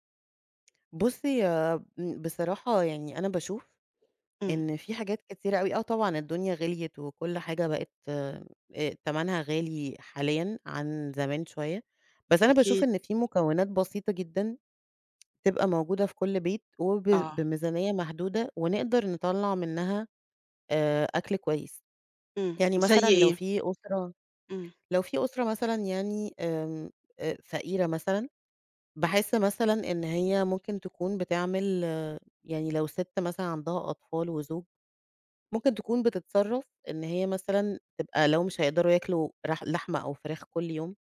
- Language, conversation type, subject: Arabic, podcast, إزاي بتحوّل مكونات بسيطة لوجبة لذيذة؟
- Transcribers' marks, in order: tapping; tsk